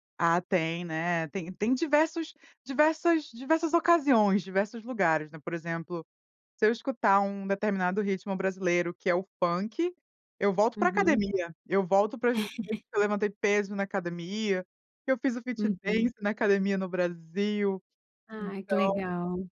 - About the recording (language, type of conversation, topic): Portuguese, podcast, Que música te faz lembrar de um lugar especial?
- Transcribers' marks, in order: laugh; in English: "fit dance"; other background noise